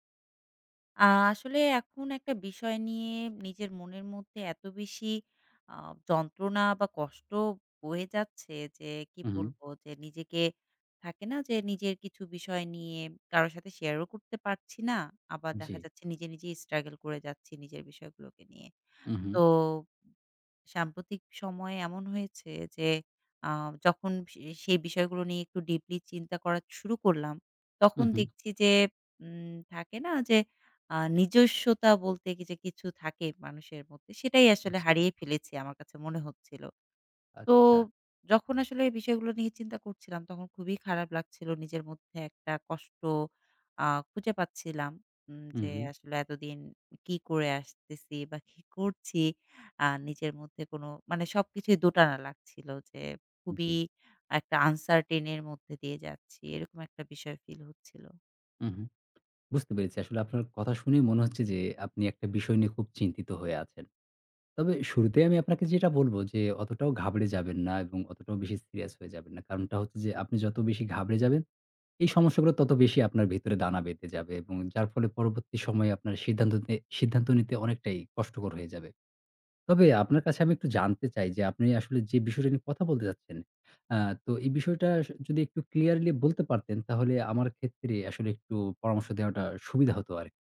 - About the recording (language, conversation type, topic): Bengali, advice, পরিবার ও নিজের সময়ের মধ্যে ভারসাম্য রাখতে আপনার কষ্ট হয় কেন?
- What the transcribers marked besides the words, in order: tapping; other background noise; in English: "struggle"; in English: "deeply"; in English: "uncertain"